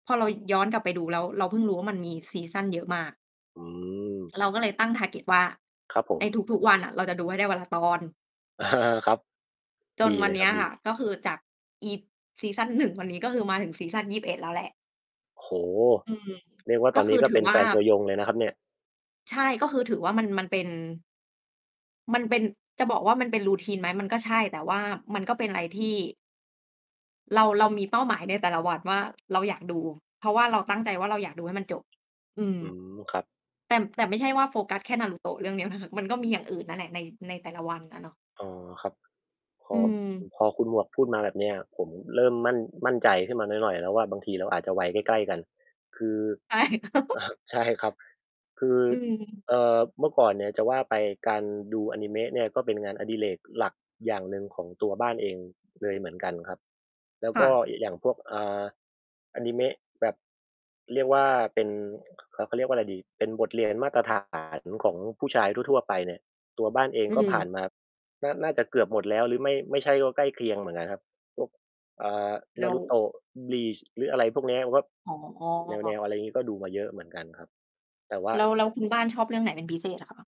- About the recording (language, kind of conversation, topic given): Thai, unstructured, คุณชอบทำอะไรกับเพื่อนหรือครอบครัวในเวลาว่าง?
- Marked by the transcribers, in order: in English: "target"; chuckle; tapping; in English: "routine"; distorted speech; chuckle; laughing while speaking: "ใช่ครับ"